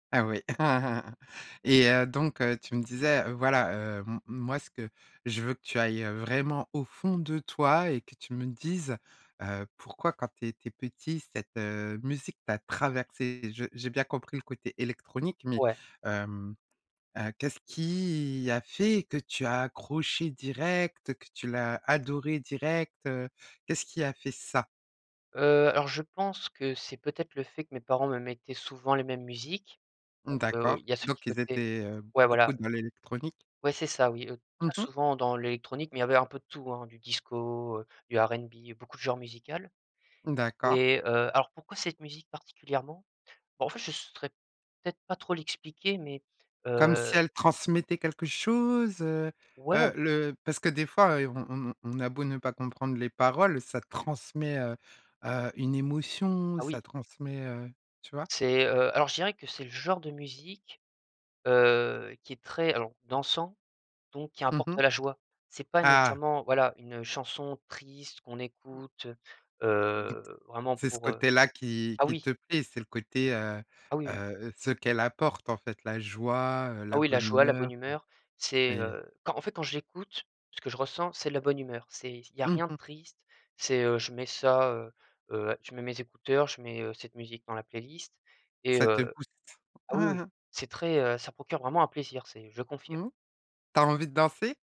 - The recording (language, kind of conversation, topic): French, podcast, Quelle chanson te donne des frissons à chaque écoute ?
- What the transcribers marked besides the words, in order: chuckle; tapping; other background noise; chuckle